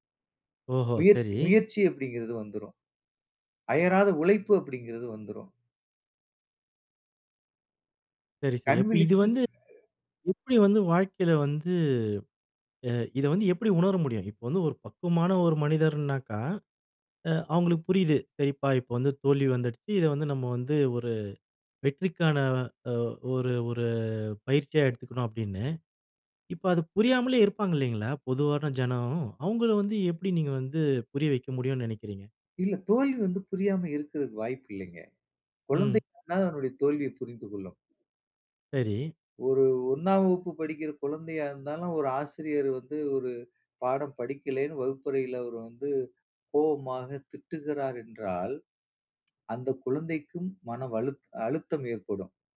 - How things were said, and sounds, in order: other noise; "குழந்தைகூட" said as "குழந்தைகூன"
- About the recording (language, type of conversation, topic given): Tamil, podcast, தோல்வியால் மனநிலையை எப்படி பராமரிக்கலாம்?